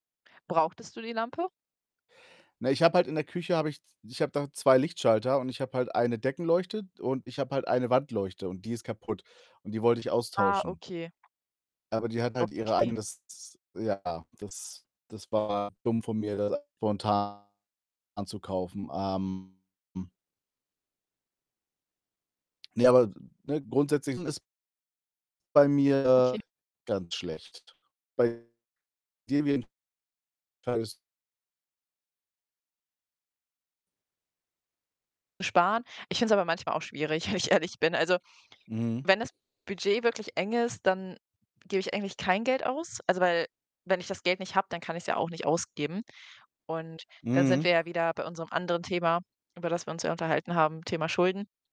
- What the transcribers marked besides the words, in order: other background noise; distorted speech; unintelligible speech; laughing while speaking: "wenn ich ehrlich"; tapping
- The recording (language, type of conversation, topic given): German, unstructured, Wie entscheidest du, wofür du dein Geld ausgibst?